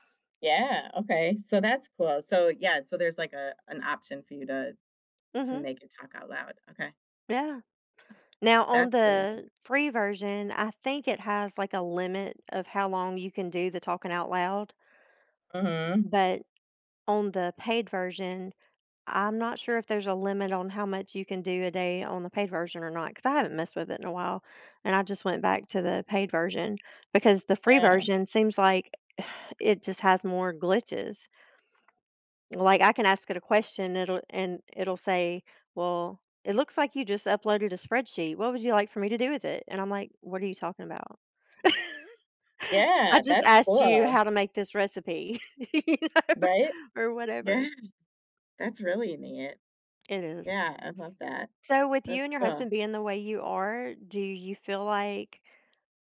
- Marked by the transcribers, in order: tapping; sigh; other background noise; laugh; laugh; laughing while speaking: "you know"
- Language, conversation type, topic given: English, unstructured, How do you balance personal space and togetherness?